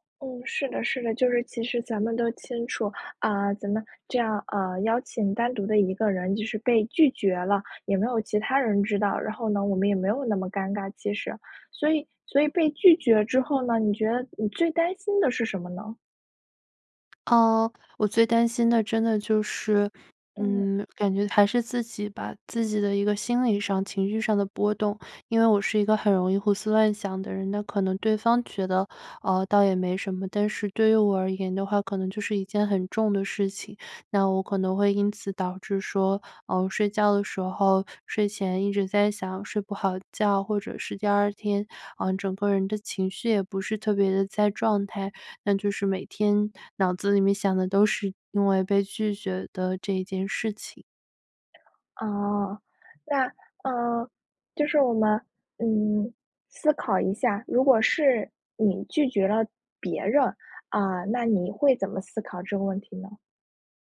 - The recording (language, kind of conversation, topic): Chinese, advice, 你因为害怕被拒绝而不敢主动社交或约会吗？
- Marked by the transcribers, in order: other background noise